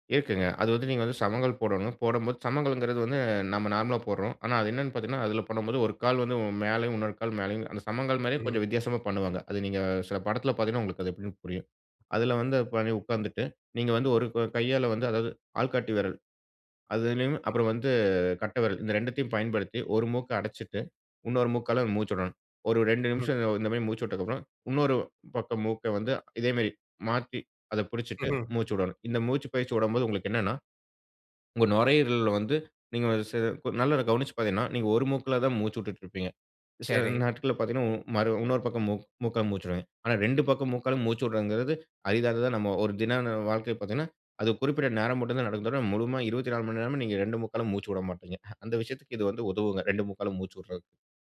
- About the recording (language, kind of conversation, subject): Tamil, podcast, சிறிய வீடுகளில் இடத்தைச் சிக்கனமாகப் பயன்படுத்தி யோகா செய்ய என்னென்ன எளிய வழிகள் உள்ளன?
- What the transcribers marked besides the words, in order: "சமணங்கால்" said as "சமங்கல்"; "சமணங்கால்ன்றது" said as "சமங்கல்ங்கிறது"; "சமணங்கால்" said as "சமங்கால்"; "விடணும்" said as "உடணும்"; "விட்டதுக்கப்றம்" said as "உட்டதுக்கப்றம்"; "விடணும்" said as "உடணும்"; "விடும்போது" said as "ஒடம்போது"; "விட்டுட்ருப்பீங்க" said as "உட்டுட்ருப்பீங்க"; "விடுவீங்க" said as "உடுவிங்"; "விட்றதுங்கறது" said as "உட்றதுங்கறது"; "அரிதானது" said as "அரிதாது"; "முழுமயா" said as "முழுமா"; "விட" said as "உட"; "விட்றது" said as "உட்றது"